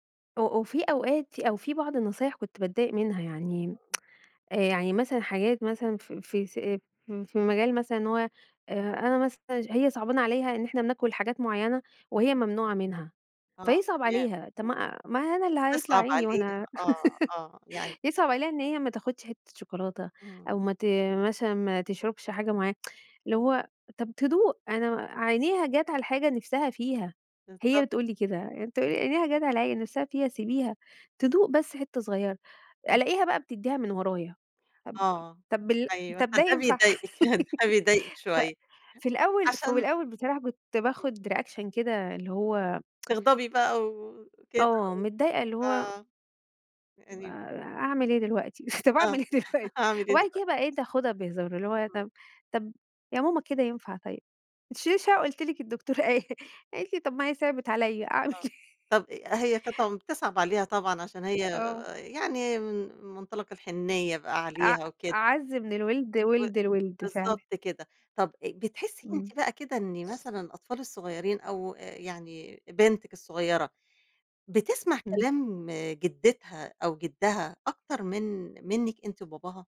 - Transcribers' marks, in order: tsk; laugh; tsk; chuckle; laugh; in English: "reaction"; tsk; unintelligible speech; tapping; other noise
- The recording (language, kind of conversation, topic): Arabic, podcast, إيه دور الجدود في تربية الأحفاد عندكم؟